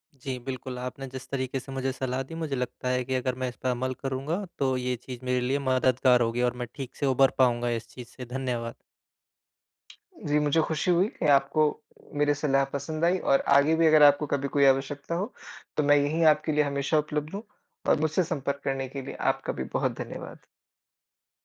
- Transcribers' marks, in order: none
- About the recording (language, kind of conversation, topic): Hindi, advice, मैं दूसरों से तुलना करना छोड़कर अपनी ताकतों को कैसे स्वीकार करूँ?